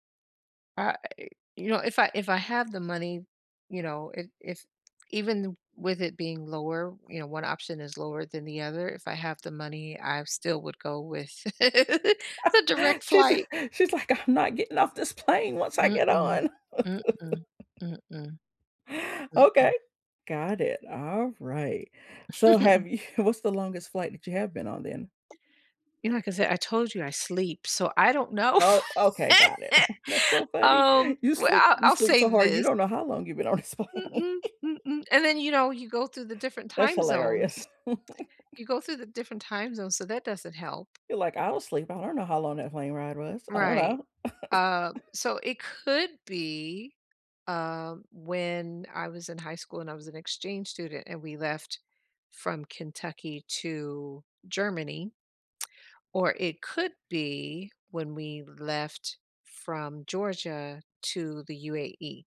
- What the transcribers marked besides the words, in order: other background noise; chuckle; laugh; laughing while speaking: "She's she's like, I'm not … I get on"; chuckle; laughing while speaking: "what's"; chuckle; tapping; chuckle; laugh; laughing while speaking: "on this plane"; chuckle; chuckle
- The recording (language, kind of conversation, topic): English, unstructured, Is it better to fly for vacations, or to choose closer trips and skip long flights?
- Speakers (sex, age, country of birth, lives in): female, 45-49, United States, United States; female, 55-59, United States, United States